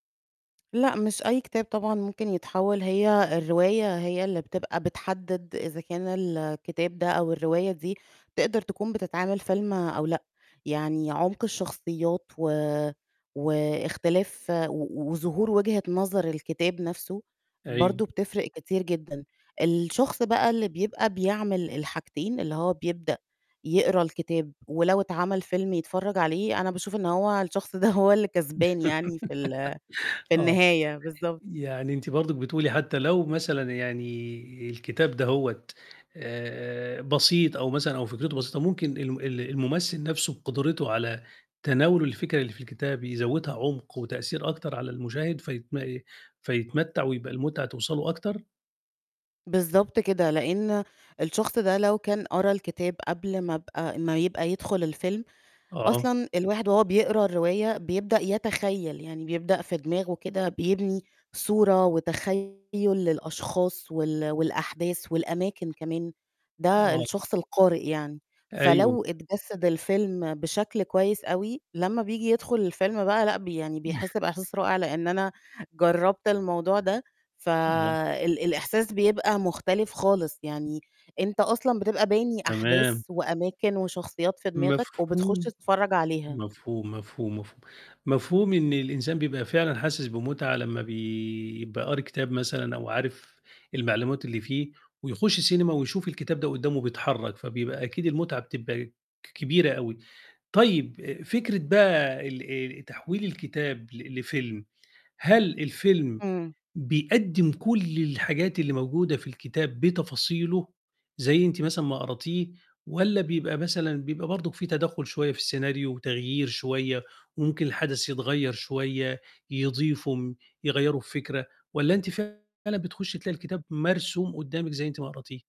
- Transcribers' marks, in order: tapping; laugh; distorted speech; unintelligible speech
- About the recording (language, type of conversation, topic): Arabic, podcast, إيه رأيك في تحويل الكتب لأفلام؟